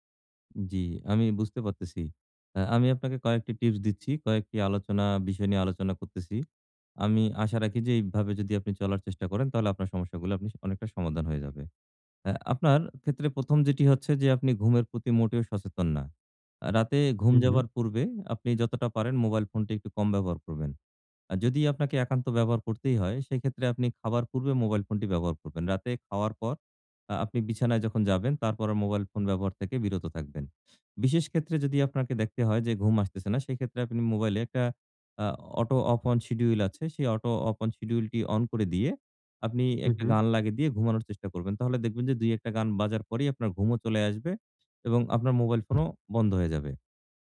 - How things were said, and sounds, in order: tapping
- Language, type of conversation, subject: Bengali, advice, আমি কীভাবে প্রতিদিন সহজভাবে স্বাস্থ্যকর অভ্যাসগুলো সততার সঙ্গে বজায় রেখে ধারাবাহিক থাকতে পারি?